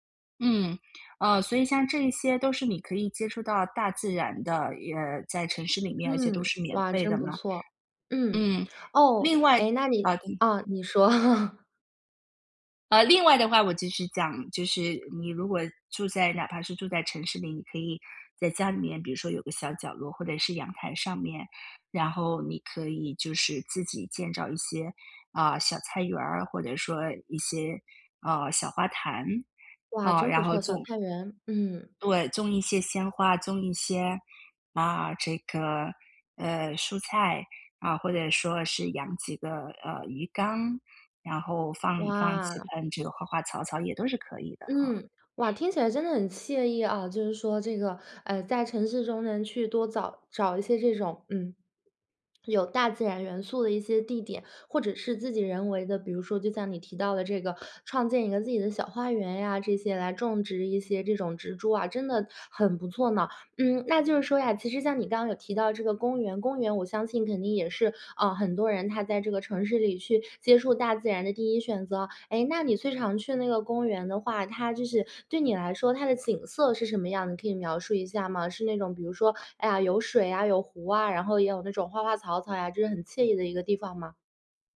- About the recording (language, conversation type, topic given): Chinese, podcast, 城市里怎么找回接触大自然的机会？
- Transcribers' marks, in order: other background noise; chuckle; "建造" said as "建照"